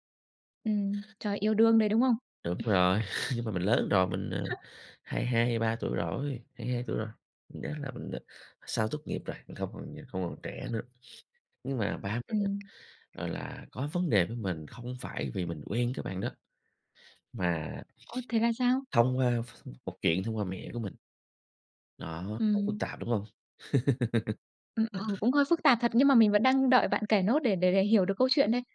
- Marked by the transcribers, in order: other background noise; chuckle; laugh; tapping; sniff; laugh
- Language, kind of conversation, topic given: Vietnamese, podcast, Bạn có kinh nghiệm nào về việc hàn gắn lại một mối quan hệ gia đình bị rạn nứt không?